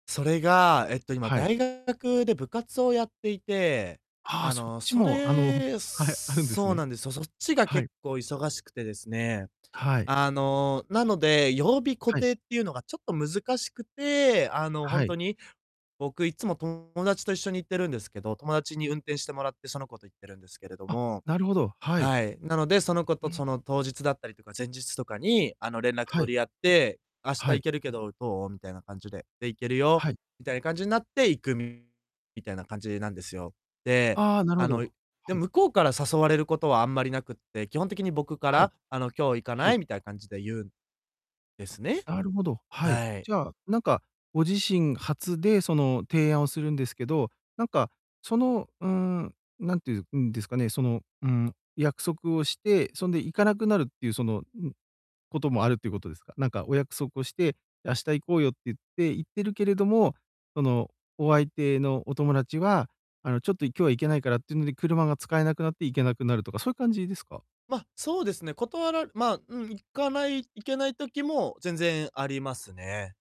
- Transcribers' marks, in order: distorted speech
- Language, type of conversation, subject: Japanese, advice, 中断を減らして仕事に集中するにはどうすればよいですか？
- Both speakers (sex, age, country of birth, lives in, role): male, 20-24, Japan, Japan, user; male, 40-44, Japan, Japan, advisor